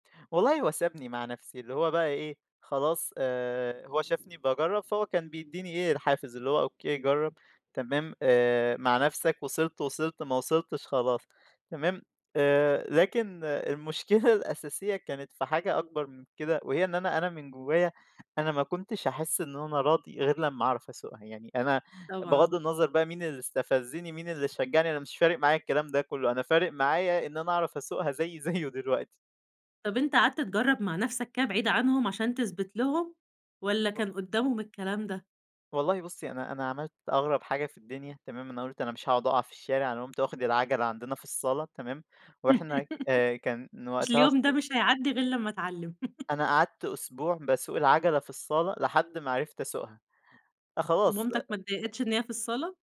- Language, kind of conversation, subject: Arabic, podcast, إمتى كانت أول مرة ركبت العجلة لوحدك، وحسّيت بإيه؟
- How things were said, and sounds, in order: tapping; laughing while speaking: "زيه"; unintelligible speech; giggle; laugh